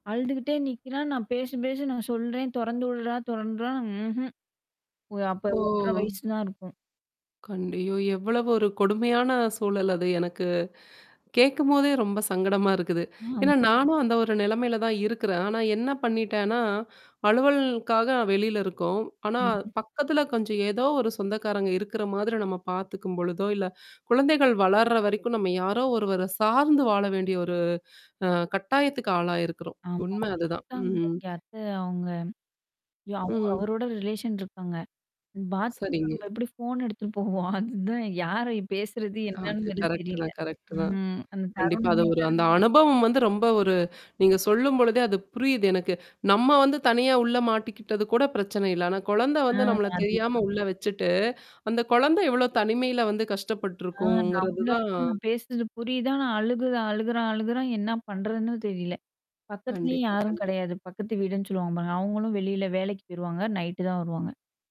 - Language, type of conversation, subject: Tamil, podcast, சமையலுக்கு நேரம் இல்லாதபோதும் அன்பை காட்ட என்னென்ன எளிய வழிகளைச் செய்யலாம்?
- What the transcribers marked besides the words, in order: static; distorted speech; tapping; "அலுவலகத்துக்காக" said as "அலுவல்க்காக"; other noise; in English: "ரிலேஷன்"; laughing while speaking: "பாத்ரூம்ல நம்ம எப்டி ஃபோன் எடுத்துட்டு போவோம். அதுதான் யார பேசுறது என்னன்னுது வேற தெரில"